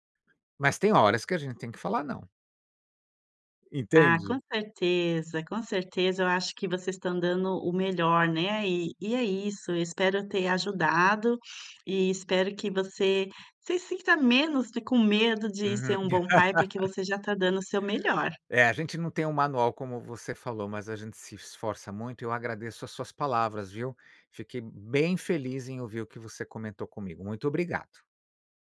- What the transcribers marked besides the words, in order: laugh
- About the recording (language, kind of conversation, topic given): Portuguese, advice, Como lidar com o medo de falhar como pai ou mãe depois de ter cometido um erro com seu filho?